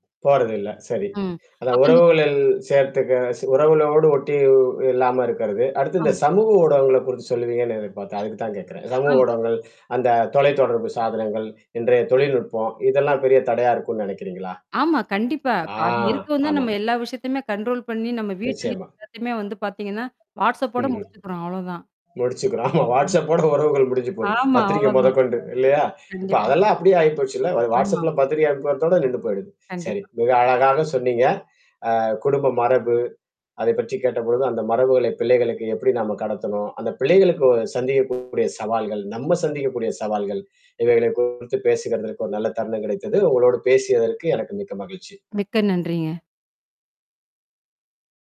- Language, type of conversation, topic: Tamil, podcast, குடும்ப மரபை அடுத்த தலைமுறைக்கு நீங்கள் எப்படி கொண்டு செல்லப் போகிறீர்கள்?
- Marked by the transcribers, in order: static; mechanical hum; in English: "கண்ட்ரோல்"; tapping; other background noise; distorted speech; laughing while speaking: "முடிச்சுக்கிறோம்"; in English: "WhatsApp"; in English: "WhatsApp"; in English: "WhatsAppல"